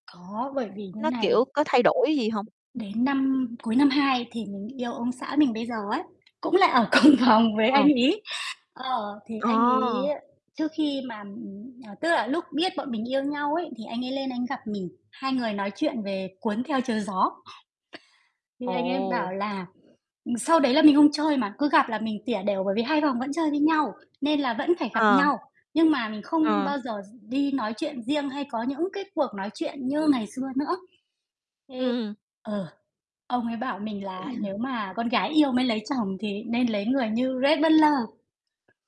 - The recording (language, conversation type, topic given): Vietnamese, unstructured, Trải nghiệm nào đã định hình tính cách của bạn?
- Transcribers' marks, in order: tapping; static; laughing while speaking: "cùng phòng"; other noise; mechanical hum; throat clearing